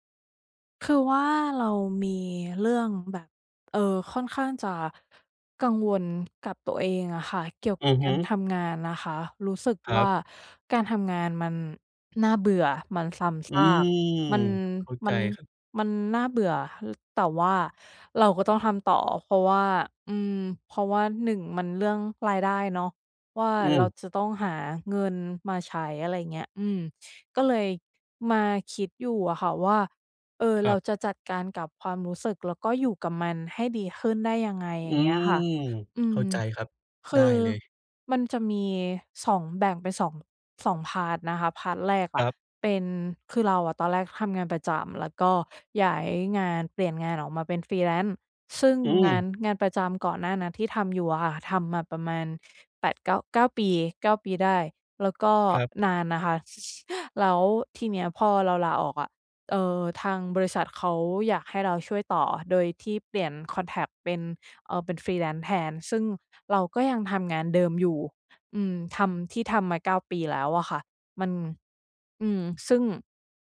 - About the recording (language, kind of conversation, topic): Thai, advice, จะรับมืออย่างไรเมื่อรู้สึกเหนื่อยกับความซ้ำซากแต่ยังต้องทำต่อ?
- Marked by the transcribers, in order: tapping; in English: "พาร์ต"; in English: "พาร์ต"; in English: "Freelance"; chuckle; in English: "Freelance"